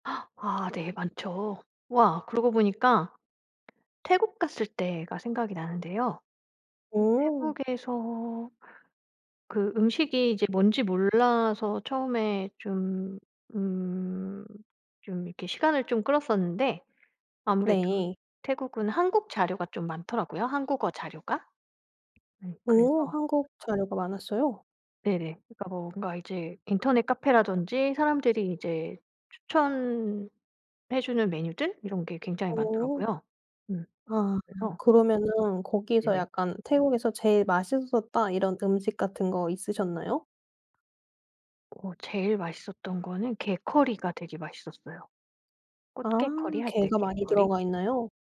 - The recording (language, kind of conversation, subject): Korean, podcast, 음식 때문에 특히 기억에 남는 여행지가 있나요?
- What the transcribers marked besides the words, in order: gasp; other background noise; tapping